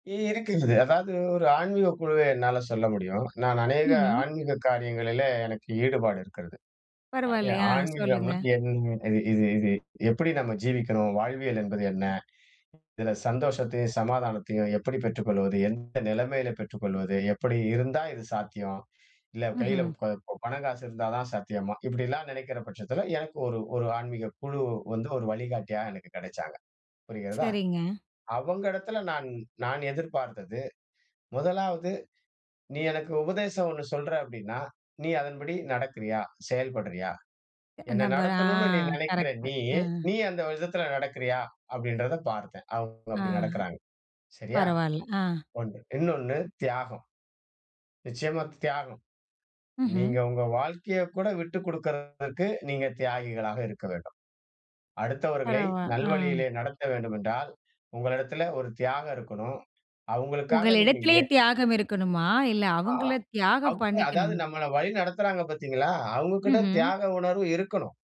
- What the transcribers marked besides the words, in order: other noise; "நபர்" said as "நம்பர்"; drawn out: "ஆ"
- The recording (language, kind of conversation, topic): Tamil, podcast, ஒரு நல்ல வழிகாட்டிக்குத் தேவையான முக்கியமான மூன்று பண்புகள் என்னென்ன?